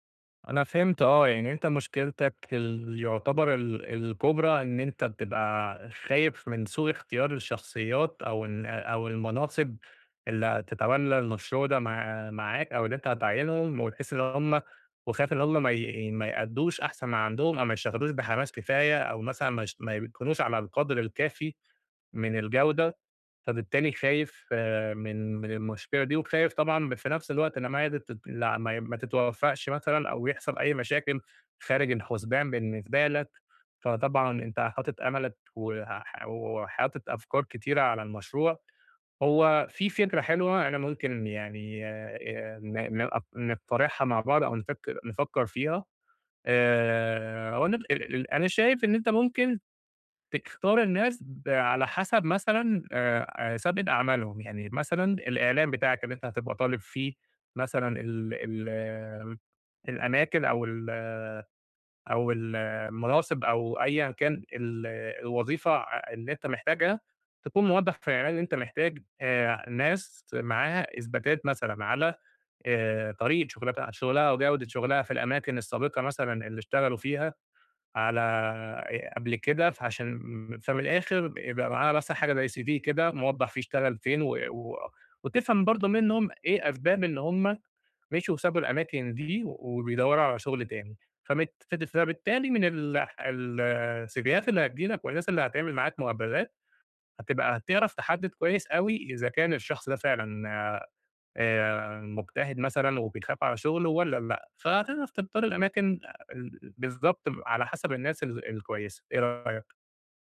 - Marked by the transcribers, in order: unintelligible speech; unintelligible speech; in English: "cv"; in English: "السيفيهات"
- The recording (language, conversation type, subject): Arabic, advice, إزاي أتعامل مع القلق لما أبقى خايف من مستقبل مش واضح؟